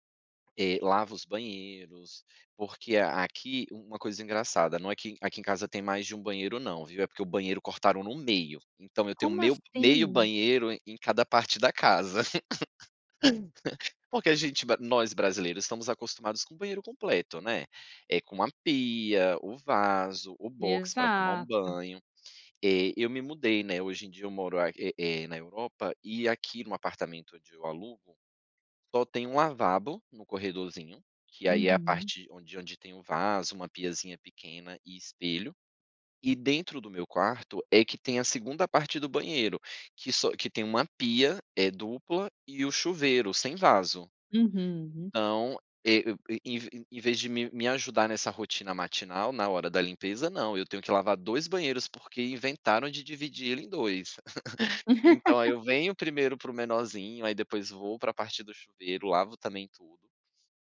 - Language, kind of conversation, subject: Portuguese, podcast, Como é sua rotina matinal para começar bem o dia?
- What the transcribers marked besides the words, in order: laugh; chuckle; laugh